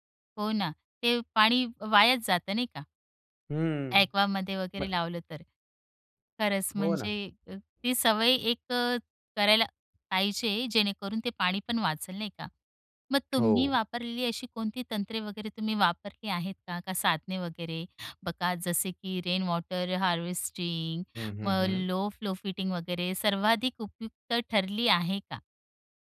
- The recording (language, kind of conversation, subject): Marathi, podcast, घरात पाण्याची बचत प्रभावीपणे कशी करता येईल, आणि त्याबाबत तुमचा अनुभव काय आहे?
- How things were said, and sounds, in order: in English: "रेन वॉटर हार्वेस्टिंग"; in English: "लो फ्लो फिटिंग"